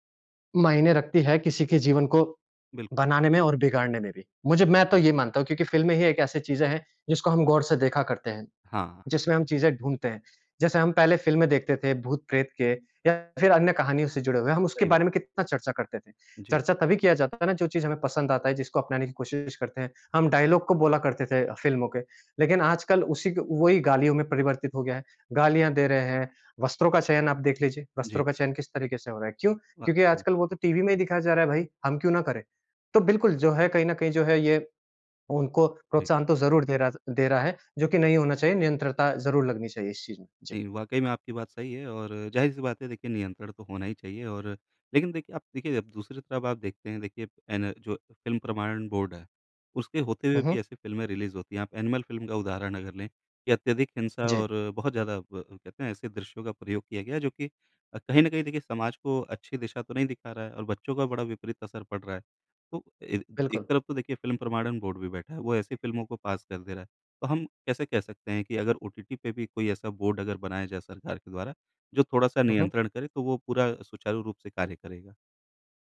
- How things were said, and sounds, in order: in English: "डायलॉग"; in English: "बोर्ड"; in English: "रिलीज़"; in English: "एनिमल"; in English: "बोर्ड"; in English: "बोर्ड"
- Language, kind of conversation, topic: Hindi, podcast, सोशल मीडिया ने फिल्में देखने की आदतें कैसे बदलीं?